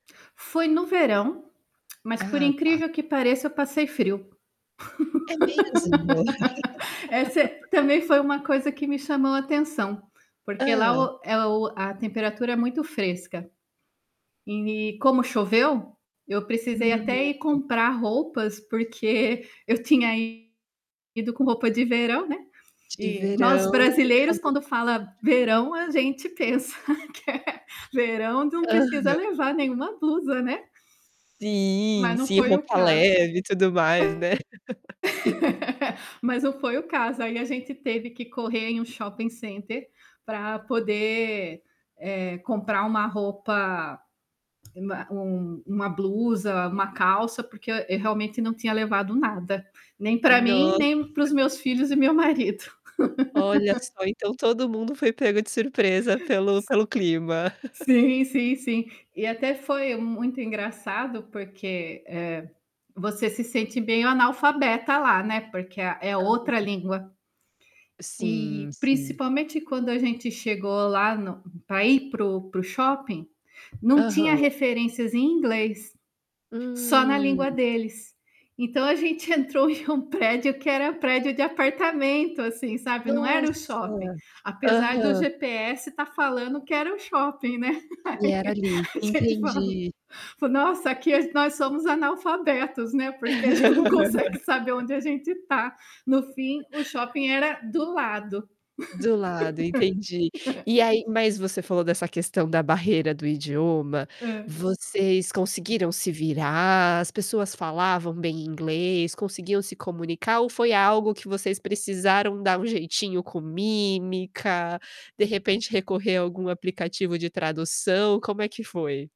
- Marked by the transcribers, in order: static; tongue click; tapping; laugh; distorted speech; laugh; laugh; laughing while speaking: "que é verão"; laugh; other background noise; laugh; laugh; drawn out: "Hum"; laugh; laughing while speaking: "A gente falou"; laugh; laughing while speaking: "porque a gente não consegue saber onde a gente está"; laugh
- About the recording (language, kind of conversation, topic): Portuguese, podcast, Qual foi uma viagem que você nunca esqueceu?